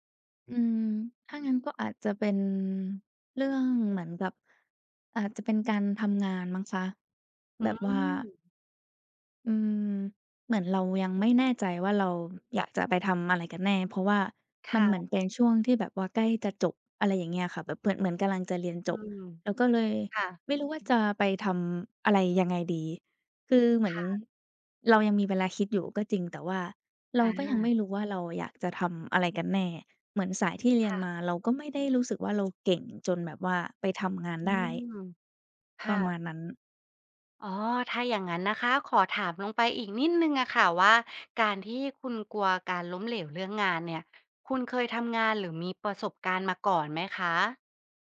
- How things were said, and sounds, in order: other background noise
- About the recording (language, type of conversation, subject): Thai, advice, คุณรู้สึกกลัวความล้มเหลวจนไม่กล้าเริ่มลงมือทำอย่างไร